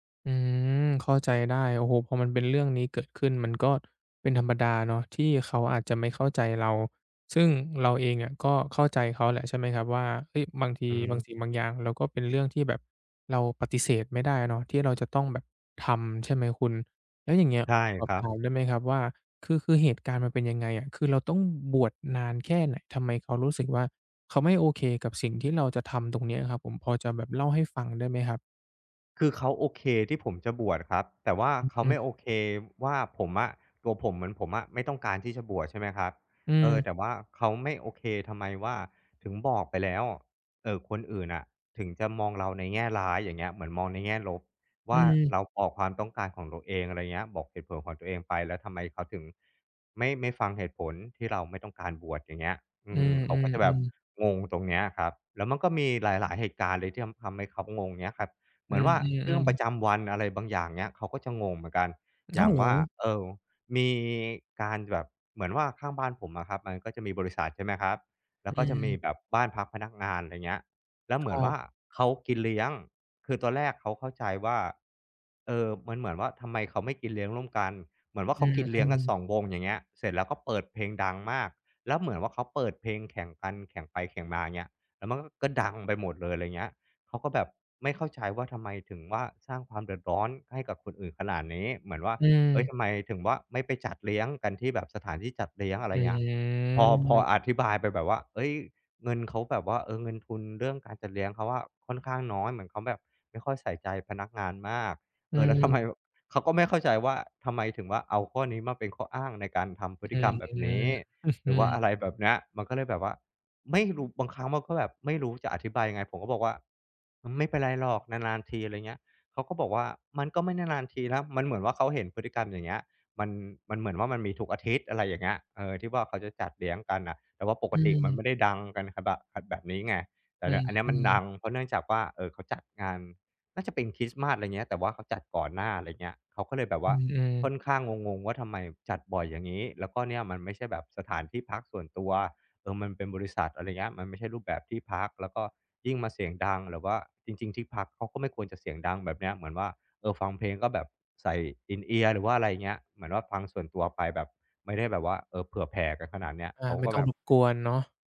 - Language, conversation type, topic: Thai, advice, ฉันควรทำอย่างไรเพื่อหลีกเลี่ยงความเข้าใจผิดทางวัฒนธรรม?
- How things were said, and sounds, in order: other background noise; drawn out: "อืม"; laughing while speaking: "ทำไมแบบ"; chuckle; tapping